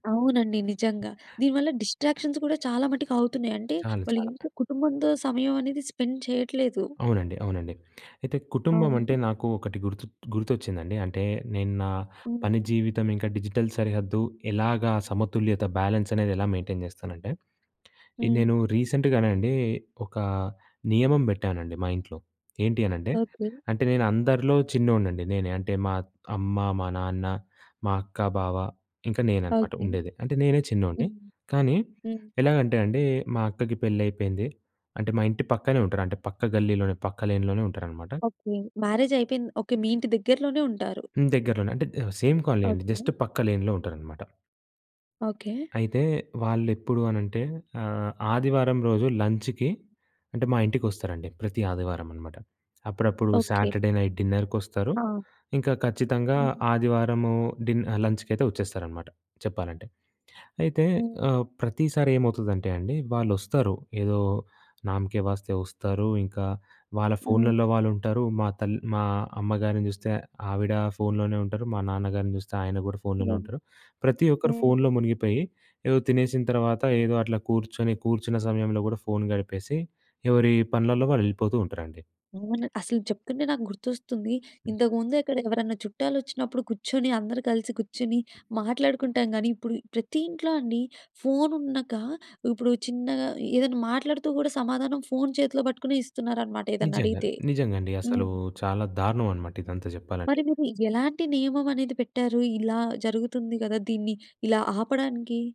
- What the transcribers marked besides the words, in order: in English: "డిస్ట్రాక్షన్స్"; in English: "స్పెండ్"; tapping; in English: "డిజిటల్"; in English: "బ్యాలెన్స్"; in English: "మెయింటెయిన్"; in English: "రీసెంట్‍గానే"; other background noise; in English: "లేన్‌లోనే"; in English: "మ్యారేజ్"; in English: "సేమ్ కాలనీ"; in English: "జస్ట్"; in English: "లైన్‌లో"; in English: "లంచ్‌కి"; in English: "సాటర్డే నైట్ డిన్నర్‌కొస్తారు"; in English: "లంచ్‌కి"; in Hindi: "నామ్‌కే వాస్తే"
- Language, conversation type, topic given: Telugu, podcast, పని, వ్యక్తిగత జీవితాల కోసం ఫోన్‑ఇతర పరికరాల వినియోగానికి మీరు ఏ విధంగా హద్దులు పెట్టుకుంటారు?